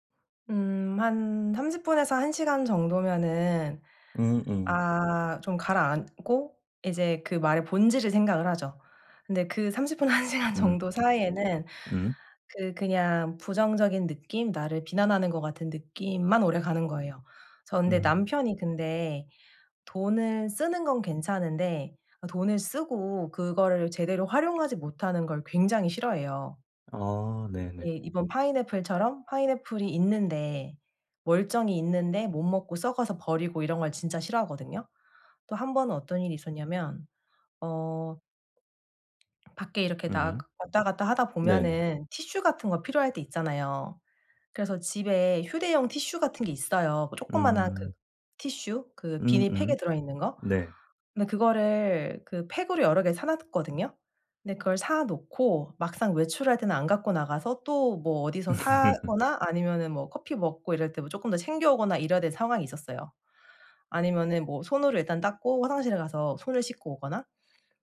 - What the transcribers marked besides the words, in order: tapping; laughing while speaking: "한 시간"; other background noise; laugh
- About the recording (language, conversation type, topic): Korean, advice, 피드백을 들을 때 제 가치와 의견을 어떻게 구분할 수 있을까요?